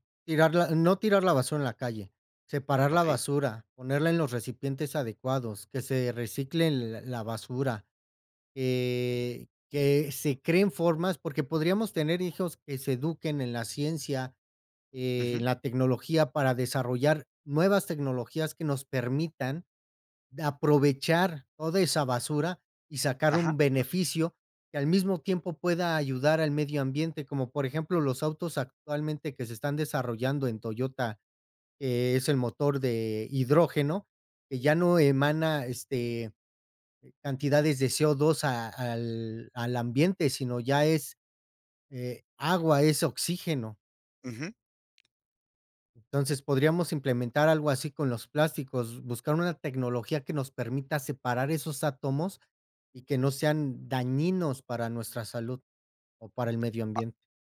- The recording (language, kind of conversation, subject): Spanish, podcast, ¿Qué opinas sobre el problema de los plásticos en la naturaleza?
- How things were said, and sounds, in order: none